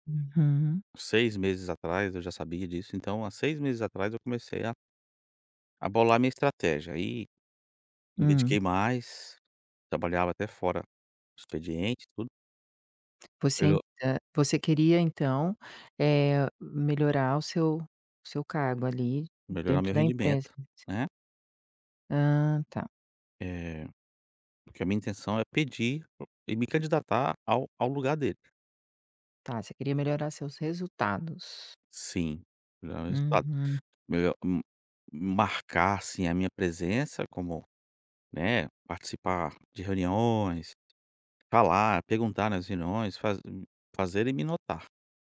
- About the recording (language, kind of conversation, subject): Portuguese, advice, Como pedir uma promoção ao seu gestor após resultados consistentes?
- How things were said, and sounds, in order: tapping; other background noise